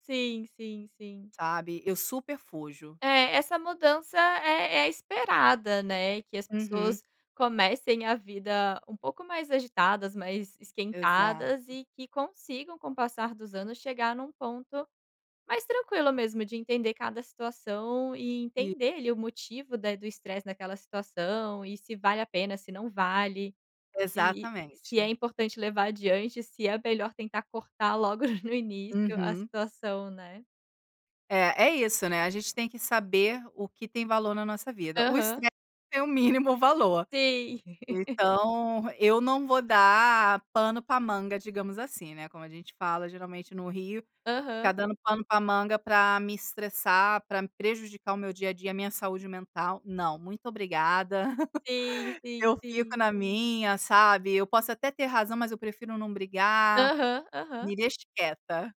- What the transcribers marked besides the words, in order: chuckle
- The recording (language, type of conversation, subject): Portuguese, podcast, Qual é uma prática simples que ajuda você a reduzir o estresse?